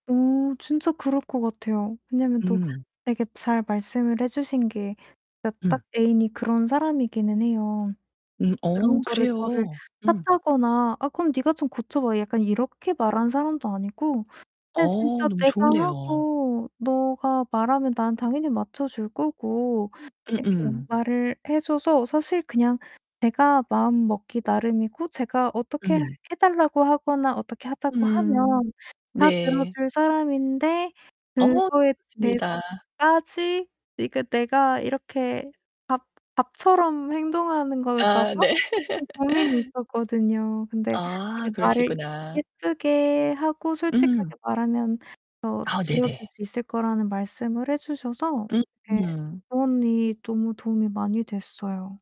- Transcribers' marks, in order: other background noise; tapping; distorted speech; laugh
- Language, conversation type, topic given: Korean, advice, 새로운 연애를 시작하는 것이 두렵고 스스로를 의심하게 되는 이유는 무엇인가요?